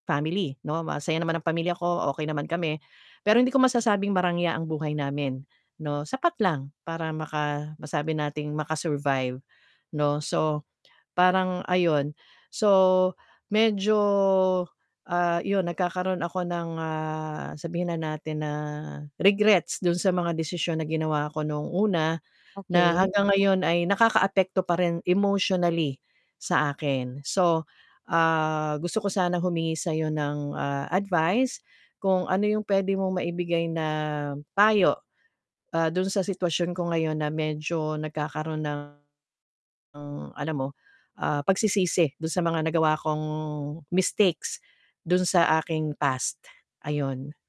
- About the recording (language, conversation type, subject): Filipino, advice, Paano ko malalaman kung tunay akong matagumpay at may kumpiyansa sa sarili?
- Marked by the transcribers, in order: other background noise; static; distorted speech